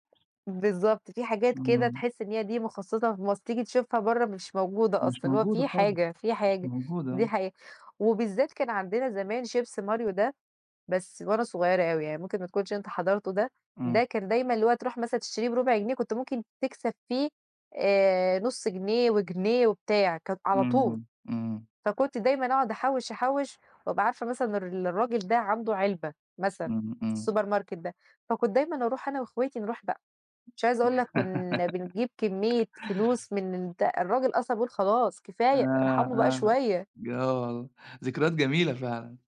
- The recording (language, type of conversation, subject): Arabic, unstructured, هل عندك طقوس خاصة في العيد؟
- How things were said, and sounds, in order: tapping; in English: "السوبر ماركت"; laugh